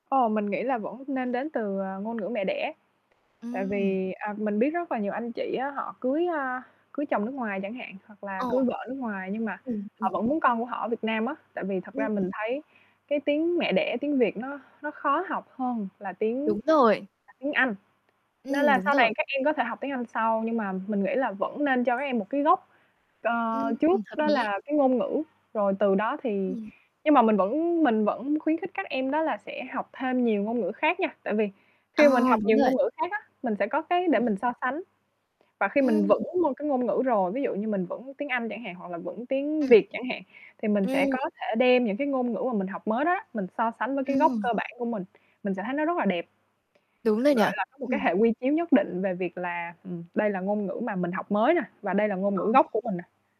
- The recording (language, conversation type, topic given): Vietnamese, podcast, Ngôn ngữ mẹ đẻ ảnh hưởng đến cuộc sống của bạn như thế nào?
- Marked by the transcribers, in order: static; tapping; distorted speech; "lý" said as "ný"; mechanical hum; other background noise